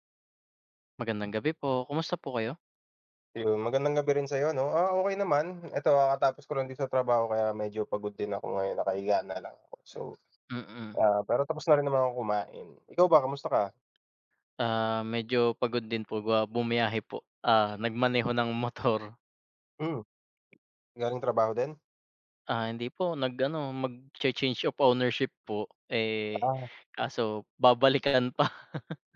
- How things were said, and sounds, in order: tapping; other background noise; chuckle
- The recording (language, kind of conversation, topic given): Filipino, unstructured, Paano mo pinoprotektahan ang iyong katawan laban sa sakit araw-araw?